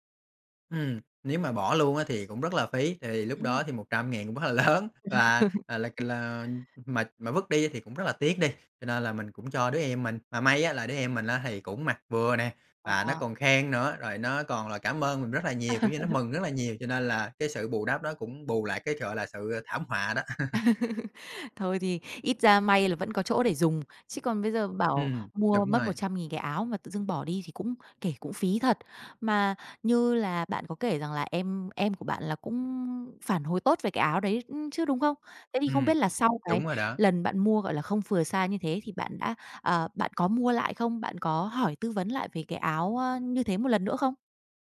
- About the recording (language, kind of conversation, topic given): Vietnamese, podcast, Bạn có thể chia sẻ trải nghiệm mua sắm trực tuyến của mình không?
- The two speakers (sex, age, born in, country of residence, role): female, 30-34, Vietnam, Vietnam, host; male, 30-34, Vietnam, Vietnam, guest
- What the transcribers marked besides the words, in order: laughing while speaking: "lớn"; laugh; laugh; tapping; laugh; chuckle